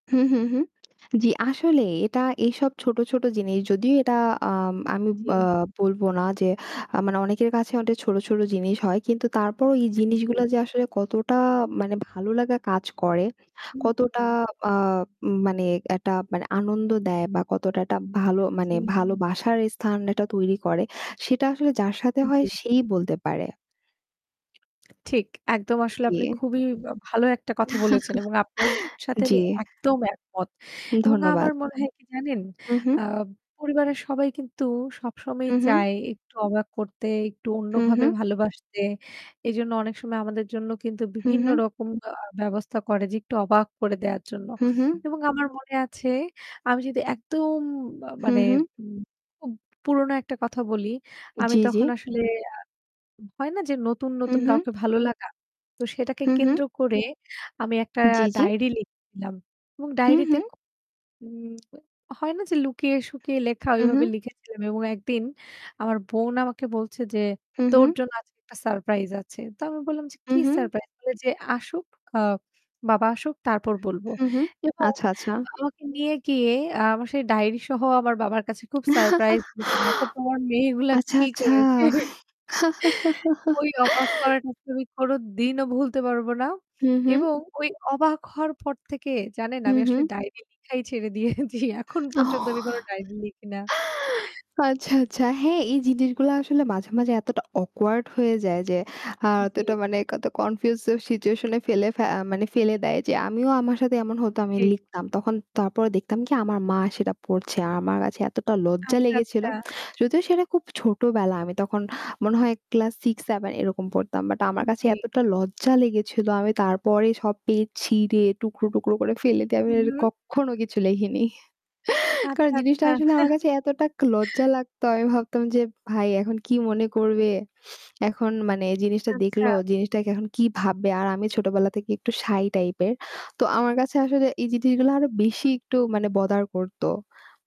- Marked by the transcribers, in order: static; tapping; distorted speech; "অনেক" said as "অটে"; "এই" said as "ই"; "একটা" said as "অ্যাটা"; "একটা" said as "অ্যাটা"; other background noise; chuckle; chuckle; unintelligible speech; laughing while speaking: "কি করেছে?"; chuckle; laugh; laughing while speaking: "ছেড়ে দিয়েছি"; chuckle; in English: "awkward"; in English: "confuse"; in English: "situation"; stressed: "লজ্জা"; laughing while speaking: "ফেলে দিয়ে আমি আর কক্ষনো কিছু লেখেনি"; chuckle; "এতটা" said as "একটাক"; chuckle; in English: "shy"; in English: "bother"
- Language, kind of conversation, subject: Bengali, unstructured, আপনার পরিবারের কেউ এমন কী করেছে, যা আপনাকে অবাক করেছে?